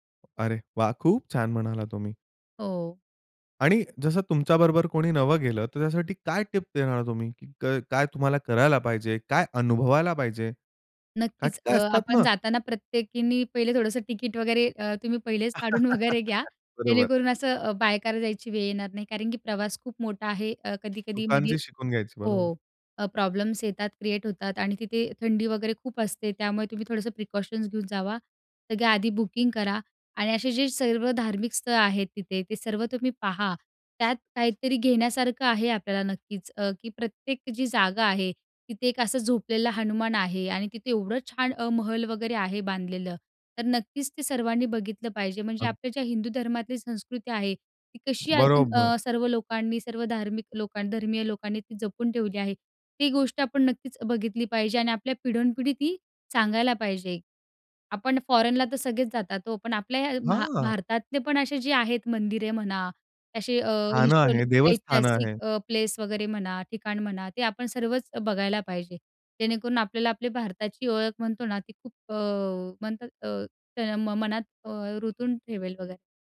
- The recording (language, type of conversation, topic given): Marathi, podcast, प्रवासातला एखादा खास क्षण कोणता होता?
- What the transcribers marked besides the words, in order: other background noise; tapping; laugh; laughing while speaking: "वगैरे घ्या"; in English: "प्रिकॉशन्स"